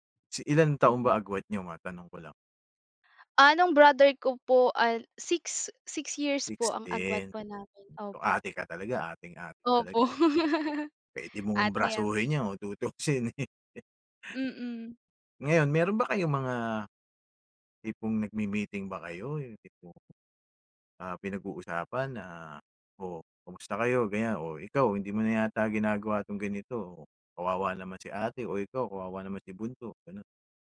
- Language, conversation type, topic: Filipino, podcast, Paano ninyo inaayos at hinahati ang mga gawaing-bahay sa inyong tahanan?
- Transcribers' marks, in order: tapping; giggle; laughing while speaking: "eh"